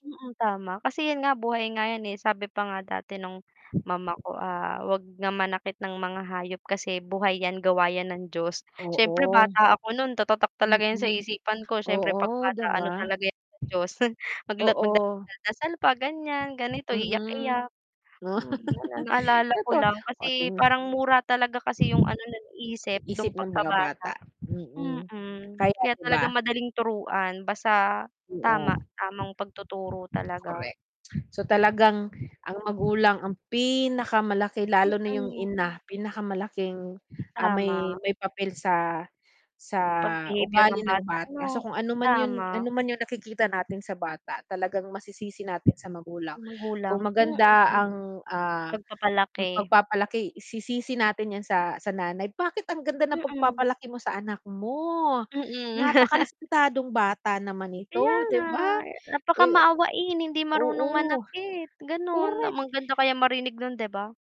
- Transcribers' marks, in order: other background noise; distorted speech; chuckle; laugh; mechanical hum; static; laugh
- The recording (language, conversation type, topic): Filipino, unstructured, Ano ang dapat gawin kung may batang nananakit ng hayop?